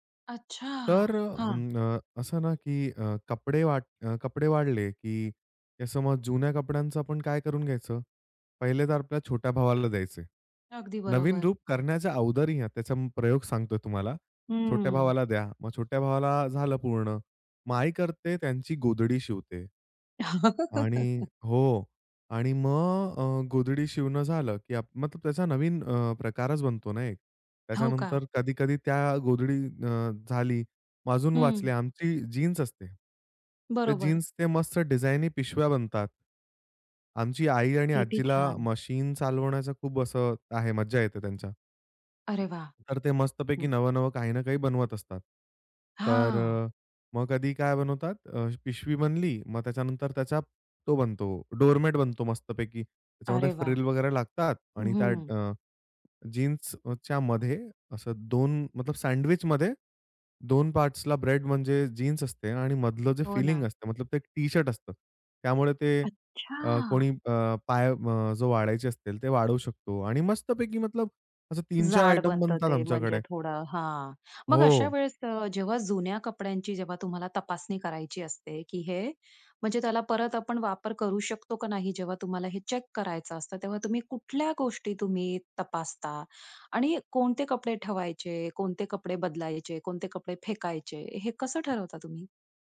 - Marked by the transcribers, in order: surprised: "अच्छा!"; tapping; laugh; in English: "फ्रिल"; in English: "चेक"
- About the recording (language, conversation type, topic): Marathi, podcast, जुन्या कपड्यांना नवीन रूप देण्यासाठी तुम्ही काय करता?